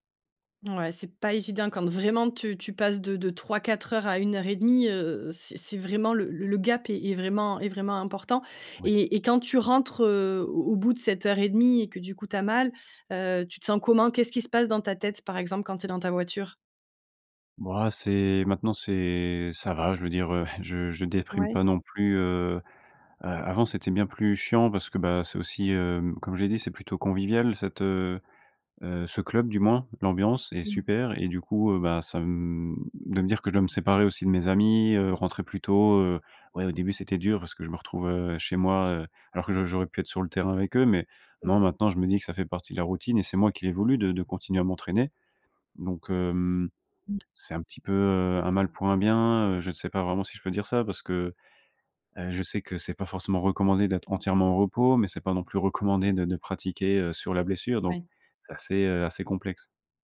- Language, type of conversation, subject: French, advice, Quelle blessure vous empêche de reprendre l’exercice ?
- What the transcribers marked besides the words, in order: none